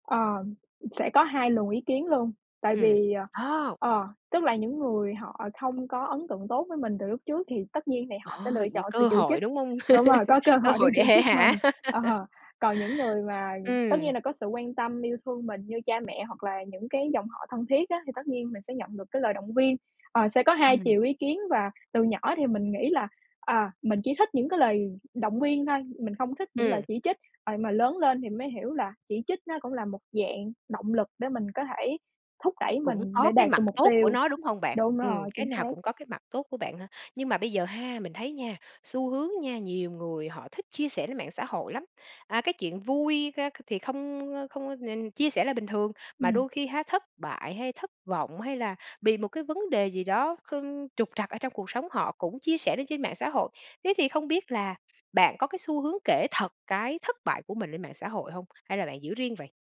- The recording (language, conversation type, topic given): Vietnamese, podcast, Khi gặp thất bại, bạn thường làm gì để vực dậy?
- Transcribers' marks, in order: tapping; "chỉ" said as "chử"; laugh